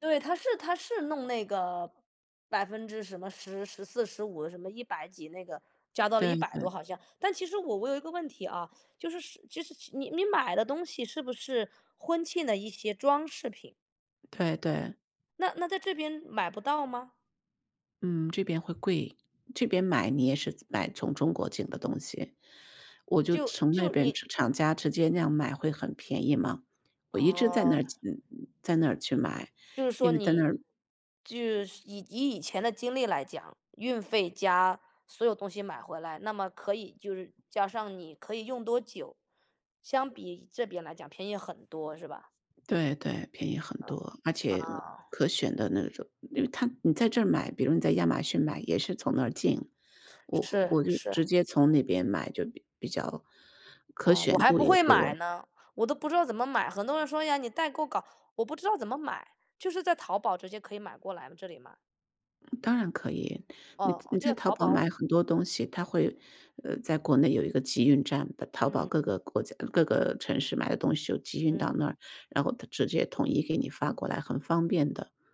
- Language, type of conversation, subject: Chinese, unstructured, 最近的经济变化对普通人的生活有哪些影响？
- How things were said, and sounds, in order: other noise; other background noise; tapping